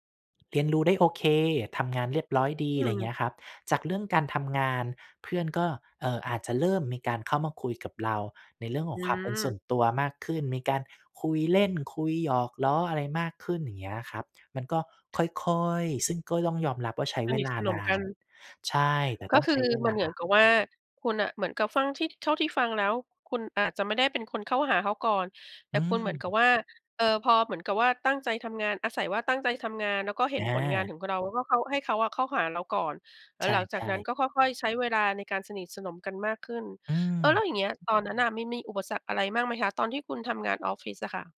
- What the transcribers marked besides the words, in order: other background noise
- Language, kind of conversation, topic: Thai, podcast, มีวิธีจัดการความกลัวตอนเปลี่ยนงานไหม?